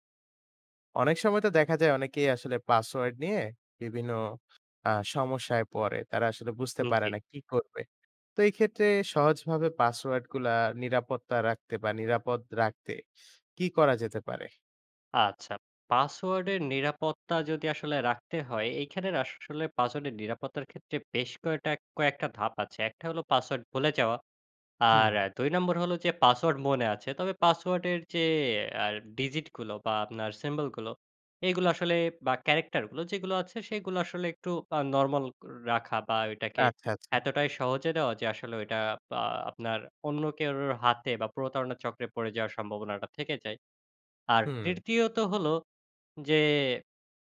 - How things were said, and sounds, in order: none
- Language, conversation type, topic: Bengali, podcast, পাসওয়ার্ড ও অনলাইন নিরাপত্তা বজায় রাখতে কী কী টিপস অনুসরণ করা উচিত?